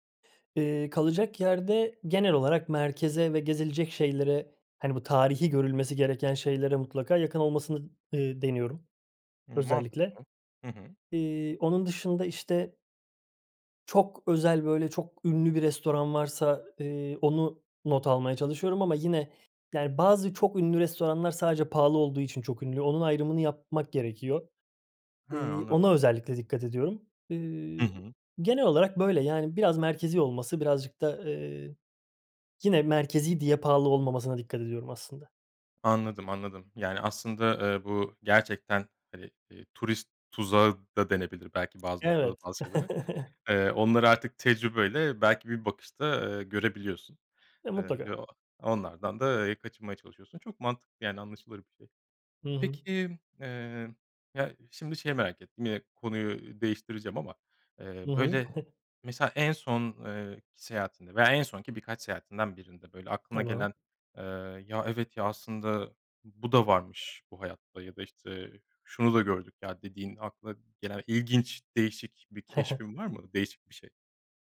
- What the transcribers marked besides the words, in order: chuckle; chuckle; chuckle
- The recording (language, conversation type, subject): Turkish, podcast, En iyi seyahat tavsiyen nedir?